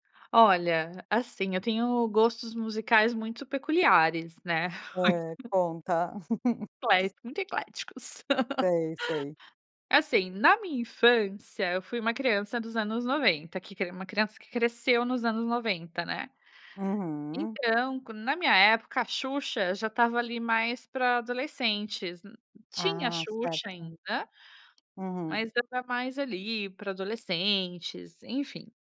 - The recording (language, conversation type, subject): Portuguese, podcast, Como suas amizades influenciaram suas escolhas musicais?
- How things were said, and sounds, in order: laugh; laugh